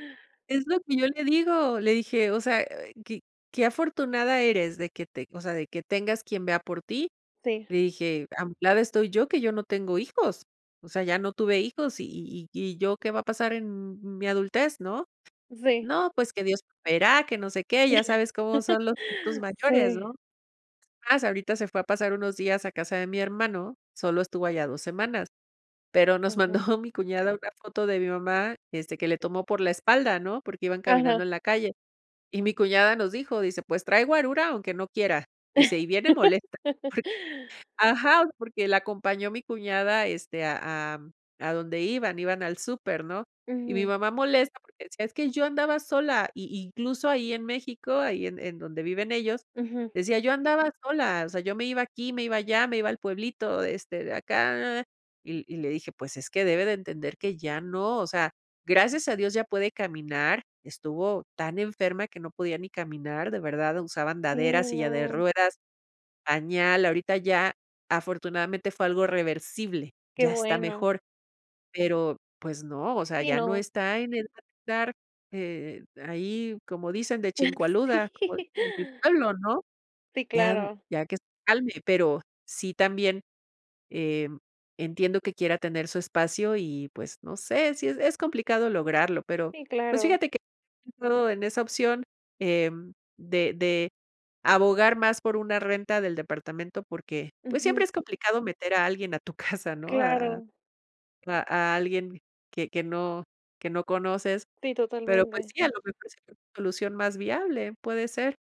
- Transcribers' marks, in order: laugh; laugh; laugh; unintelligible speech
- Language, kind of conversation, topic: Spanish, advice, ¿Cómo te sientes al dejar tu casa y tus recuerdos atrás?